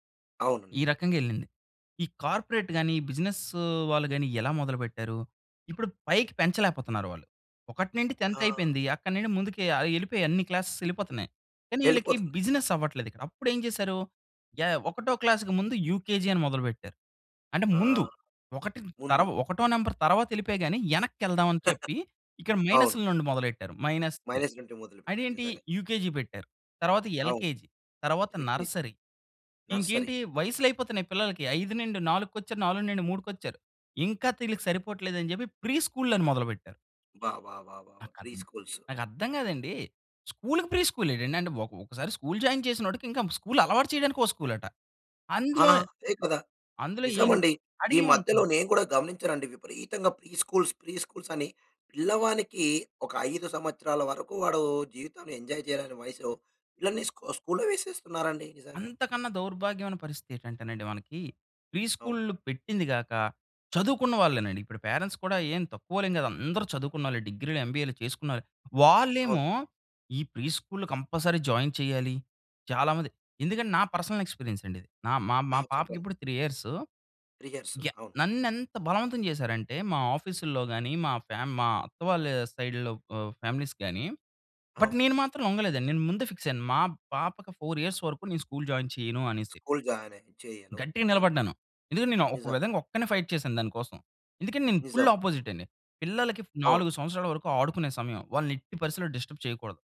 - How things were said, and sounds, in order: in English: "కార్పొరేట్"; in English: "బిజినెస్"; in English: "టెన్త్"; in English: "బిజినెస్"; in English: "క్లాస్‌కి"; in English: "యూకేజీ"; laugh; in English: "యూకేజీ"; in English: "ఎల్‌కేజి"; in English: "నర్సరీ"; in English: "ఎల్‌కేజి"; in English: "నర్సరీ"; in English: "ప్రీ స్కూళ్ళు"; in English: "ప్రీ స్కూల్సు"; in English: "ప్రీ స్కూల్"; in English: "ప్రీ స్కూల్స్, ప్రీ స్కూల్స్"; in English: "ఎంజాయ్"; in English: "ప్రీ స్కూళ్లు"; in English: "పేరెంట్స్"; in English: "ఎంబీఏలు"; in English: "ప్రీ స్కూల్లో కంపల్సరీ జాయిన్"; in English: "పర్సనల్ ఎక్స్పీరియన్స్"; in English: "త్రీ"; in English: "సైడ్‌లో"; in English: "ఫ్యామిలీస్"; in English: "బట్"; in English: "ఫిక్స్"; in English: "ఫోర్ ఇయర్స్"; in English: "జాయిన్"; in English: "ఫైట్"; in English: "ఫుల్ అపోజిట్"; in English: "డిస్టర్బ్"
- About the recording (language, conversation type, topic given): Telugu, podcast, స్థానిక భాషా కంటెంట్ పెరుగుదలపై మీ అభిప్రాయం ఏమిటి?